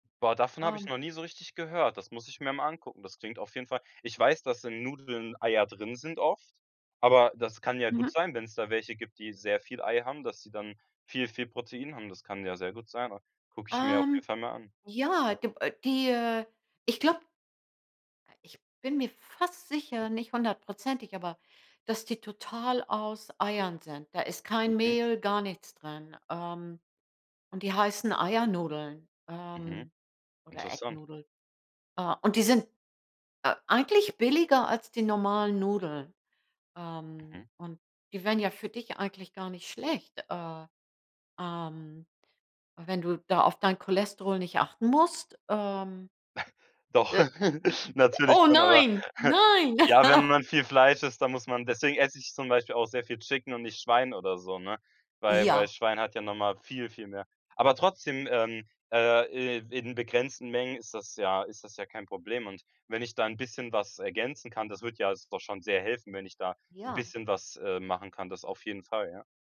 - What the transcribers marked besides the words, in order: other background noise; in English: "egg noodle"; chuckle; laugh; chuckle; surprised: "Oh nein nein"; laugh; in English: "Chicken"; stressed: "viel"
- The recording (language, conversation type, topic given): German, advice, Wie kann ich eine gesunde Ernährung mit einem begrenzten Budget organisieren?